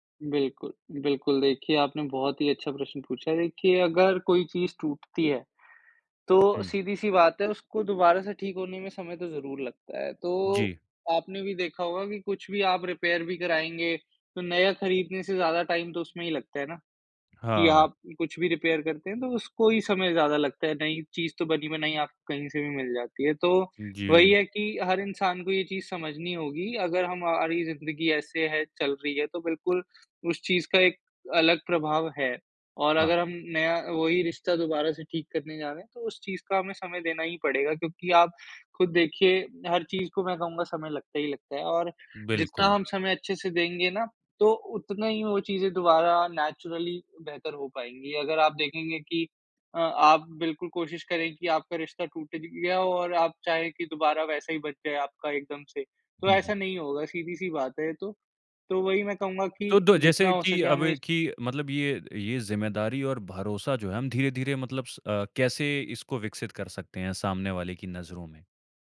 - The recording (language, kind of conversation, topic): Hindi, podcast, टूटे हुए पुराने रिश्तों को फिर से जोड़ने का रास्ता क्या हो सकता है?
- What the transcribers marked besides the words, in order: in English: "रिपेयर"; in English: "टाइम"; in English: "रिपेयर"; tapping; in English: "नेचुरली"